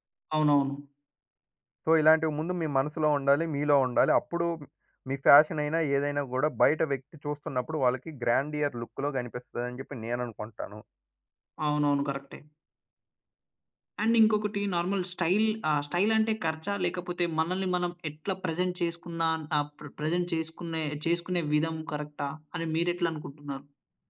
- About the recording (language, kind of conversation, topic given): Telugu, podcast, తక్కువ బడ్జెట్‌లో కూడా స్టైలుగా ఎలా కనిపించాలి?
- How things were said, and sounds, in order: in English: "సో"; in English: "ఫ్యాషన్"; in English: "గ్రాండియర్ లుక్‌లో"; in English: "అండ్"; in English: "నార్మల్ స్టైల్"; in English: "స్టైల్"; in English: "ప్రెజెంట్"; in English: "ప్రెజెంట్"